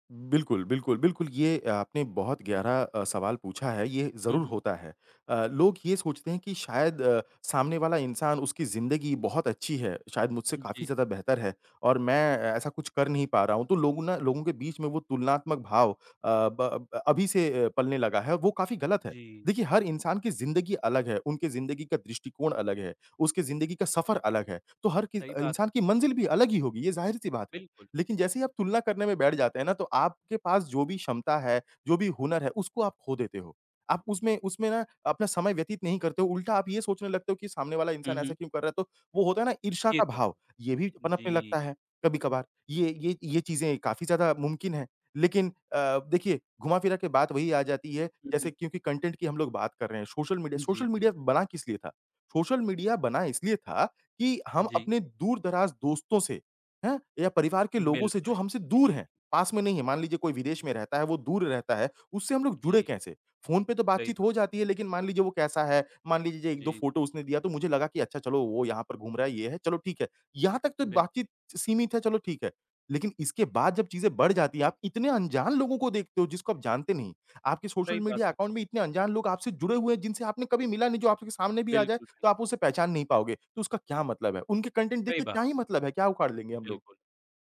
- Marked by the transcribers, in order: in English: "कंटेंट"; in English: "अकाउंट"; tapping; in English: "कंटेंट"
- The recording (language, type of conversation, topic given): Hindi, podcast, फ़ोन और सामाजिक मीडिया के कारण प्रभावित हुई पारिवारिक बातचीत को हम कैसे बेहतर बना सकते हैं?